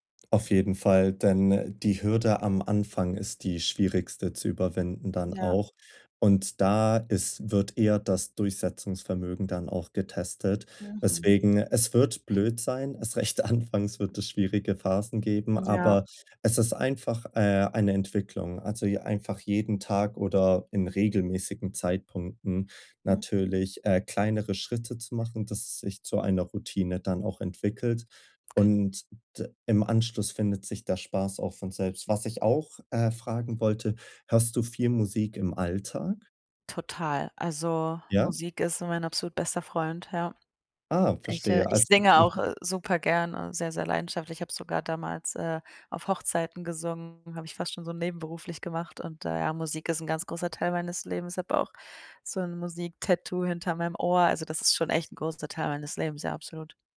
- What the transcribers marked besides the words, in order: laughing while speaking: "anfangs"; other background noise
- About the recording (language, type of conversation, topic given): German, advice, Wie finde ich Motivation, um Hobbys regelmäßig in meinen Alltag einzubauen?